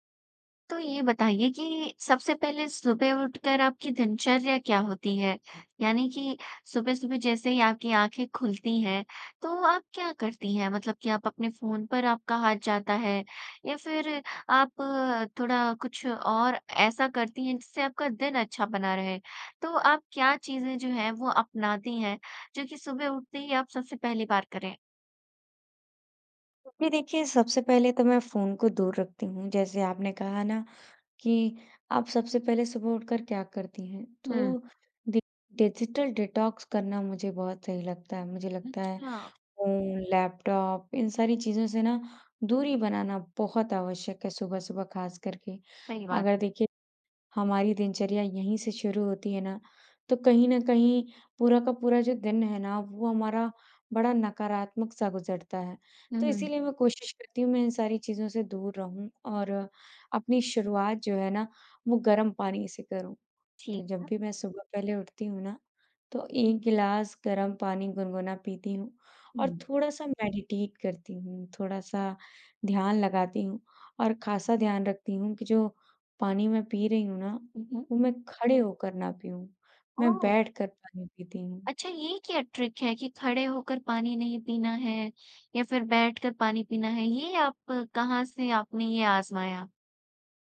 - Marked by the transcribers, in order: in English: "डि डिजिटल डिटॉक्स"; in English: "मेडिटेट"; in English: "ट्रिक"
- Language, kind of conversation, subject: Hindi, podcast, सुबह उठने के बाद आप सबसे पहले क्या करते हैं?